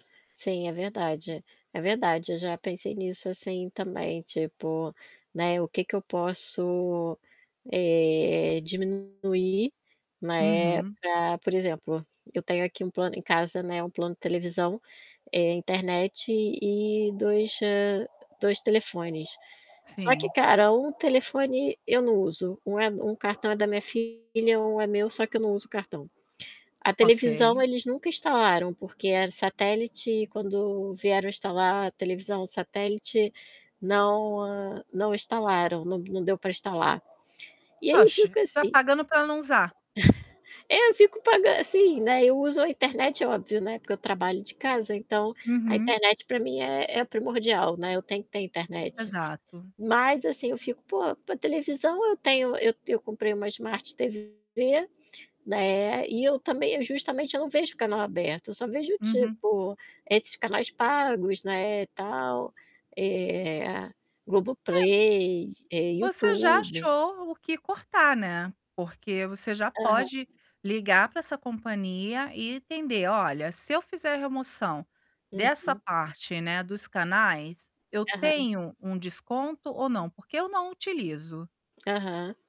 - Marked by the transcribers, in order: static; other background noise; distorted speech; chuckle
- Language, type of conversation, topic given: Portuguese, advice, Como você lidou com uma despesa inesperada que desequilibrou o seu orçamento?